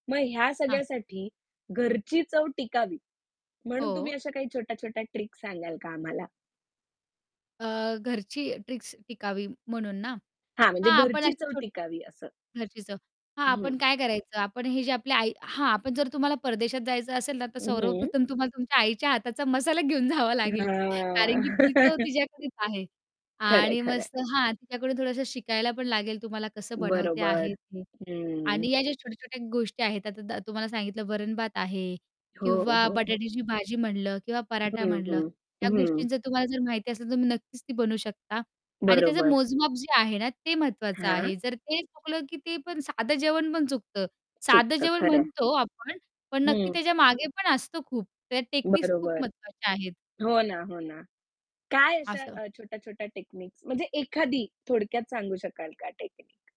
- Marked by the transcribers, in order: static; in English: "ट्रिक"; in English: "ट्रिक्स"; tapping; "सर्वप्रथम" said as "सौरवप्रथम"; laughing while speaking: "घेऊन जावा लागेल"; distorted speech; drawn out: "हां"; chuckle
- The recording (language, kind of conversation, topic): Marathi, podcast, घरी बनवलेलं साधं जेवण तुला कसं वाटतं?